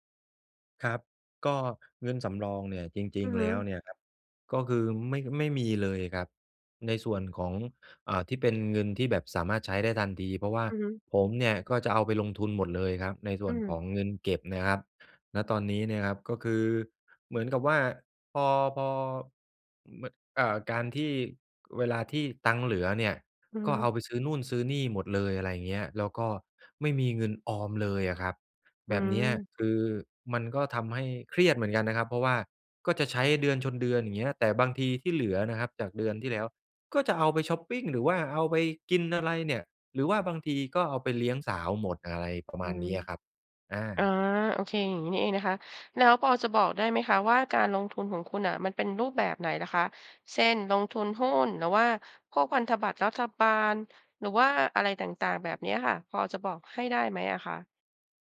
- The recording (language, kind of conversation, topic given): Thai, advice, ฉันควรเริ่มออมเงินสำหรับเหตุฉุกเฉินอย่างไรดี?
- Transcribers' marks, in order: none